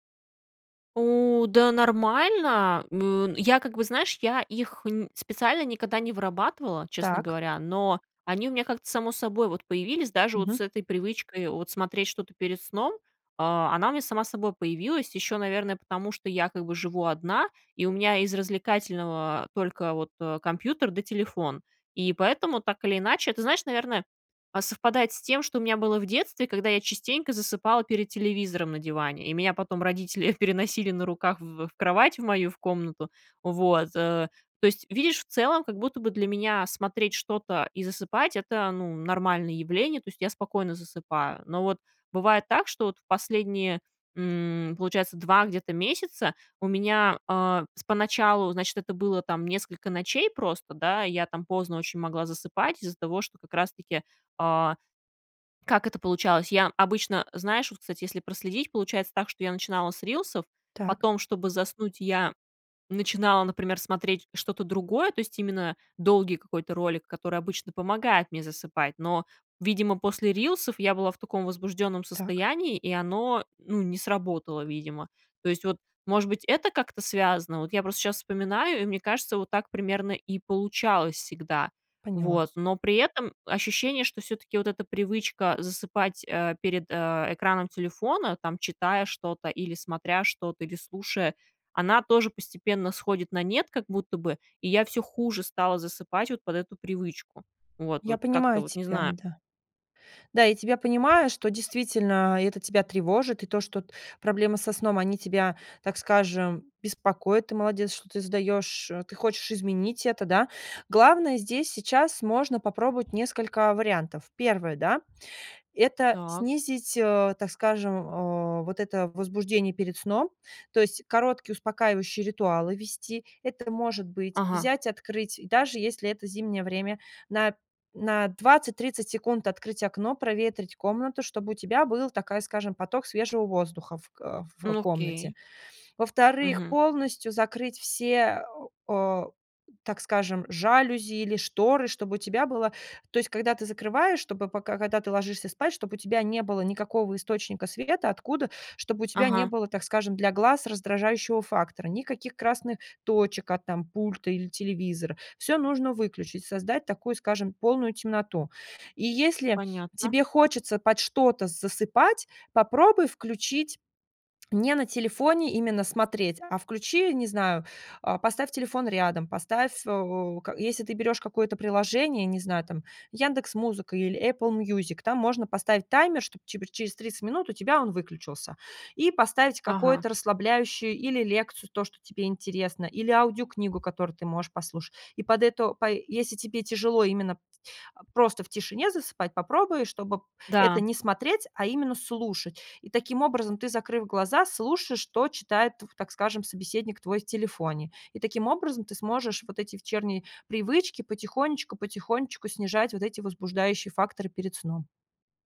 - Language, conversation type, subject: Russian, advice, Почему мне трудно заснуть после долгого времени перед экраном?
- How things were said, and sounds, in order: tapping; laughing while speaking: "переносили"